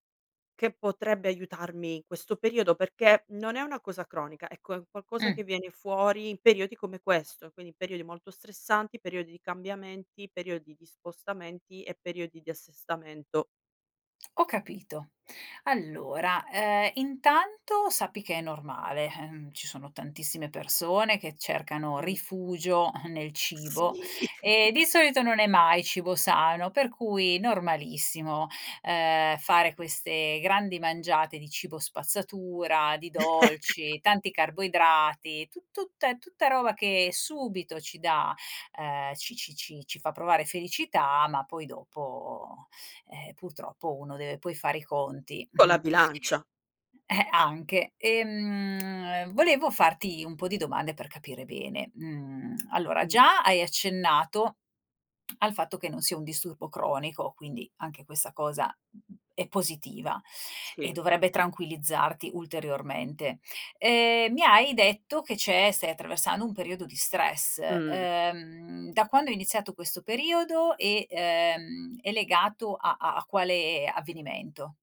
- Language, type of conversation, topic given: Italian, advice, Come posso gestire il senso di colpa dopo un’abbuffata occasionale?
- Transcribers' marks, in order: lip smack; tapping; chuckle; giggle; laugh; chuckle; lip smack; lip smack; lip smack; other background noise